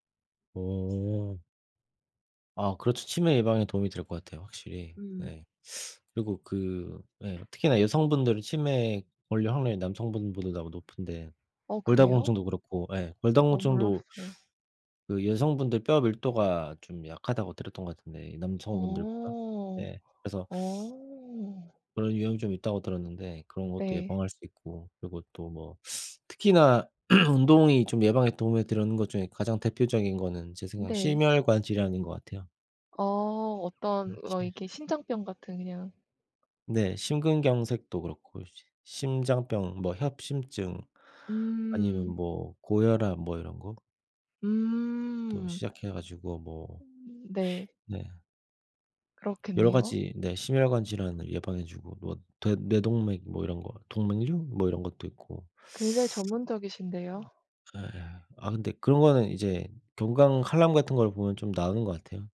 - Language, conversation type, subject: Korean, unstructured, 운동을 시작하지 않으면 어떤 질병에 걸릴 위험이 높아질까요?
- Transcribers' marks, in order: teeth sucking; tapping; other background noise; teeth sucking; teeth sucking; throat clearing; sniff; teeth sucking; "건강" said as "경강"